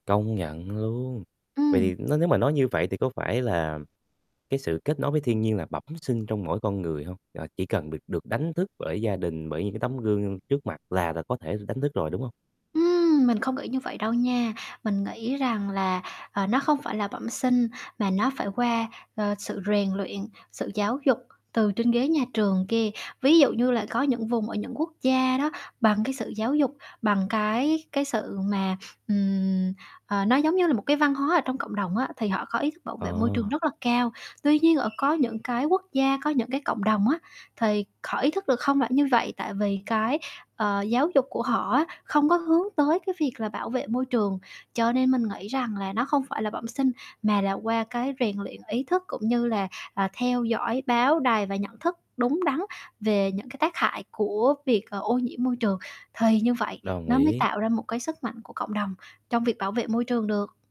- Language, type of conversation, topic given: Vietnamese, podcast, Bạn nghĩ thế nào về vai trò của cộng đồng trong việc bảo tồn thiên nhiên?
- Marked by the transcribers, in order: static; other background noise